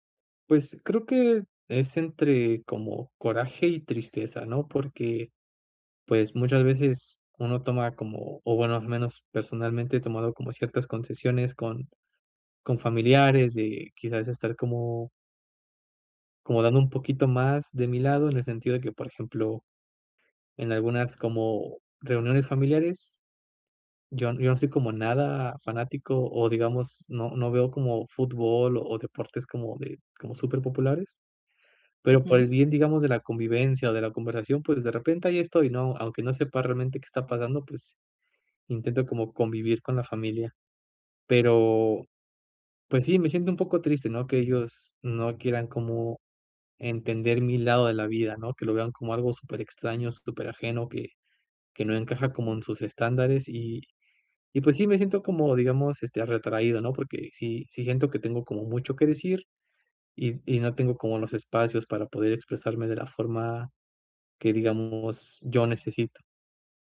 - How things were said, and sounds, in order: none
- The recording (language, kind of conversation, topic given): Spanish, advice, ¿Por qué ocultas tus aficiones por miedo al juicio de los demás?